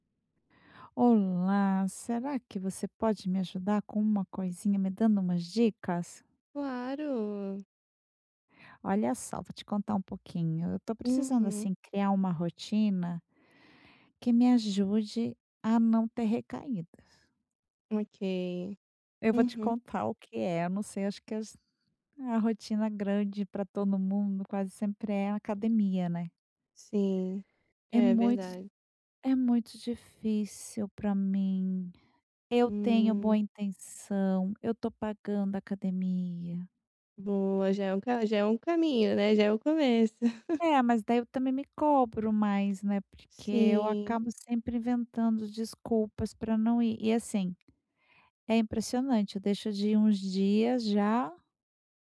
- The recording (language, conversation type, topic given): Portuguese, advice, Como criar rotinas que reduzam recaídas?
- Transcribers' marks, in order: tapping; other background noise; chuckle